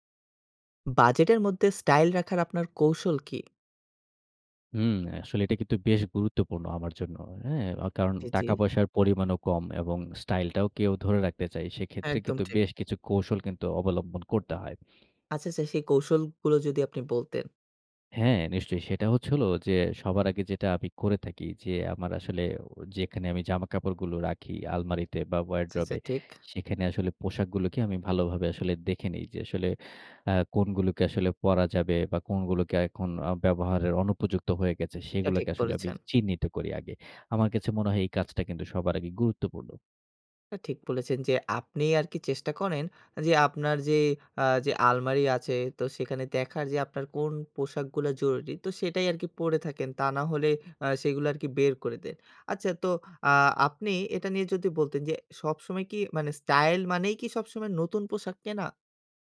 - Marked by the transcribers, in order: none
- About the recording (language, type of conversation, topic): Bengali, podcast, বাজেটের মধ্যে স্টাইল বজায় রাখার আপনার কৌশল কী?